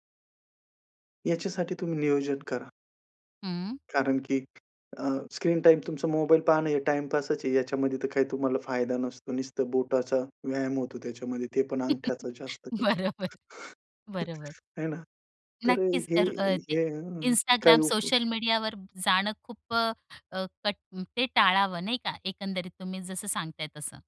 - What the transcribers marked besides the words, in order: other background noise; chuckle; laughing while speaking: "बरोबर"; chuckle
- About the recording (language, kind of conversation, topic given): Marathi, podcast, झोप सुधारण्यासाठी तुम्हाला काय उपयोगी वाटते?